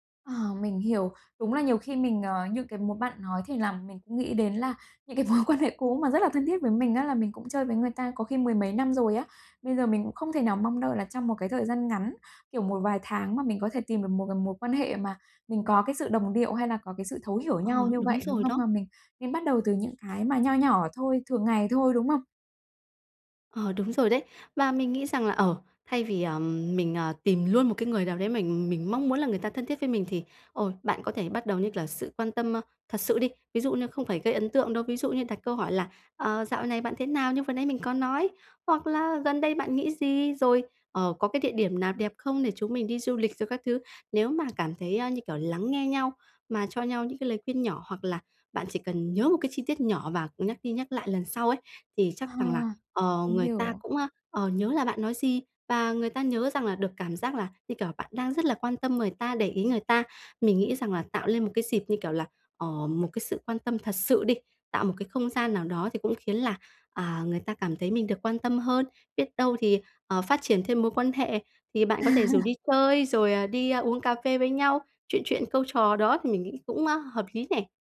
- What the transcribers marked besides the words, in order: laughing while speaking: "mối"; tapping; laugh
- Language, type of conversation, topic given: Vietnamese, advice, Mình nên làm gì khi thấy khó kết nối với bạn bè?
- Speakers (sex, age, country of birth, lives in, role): female, 35-39, Vietnam, Vietnam, user; female, 50-54, Vietnam, Vietnam, advisor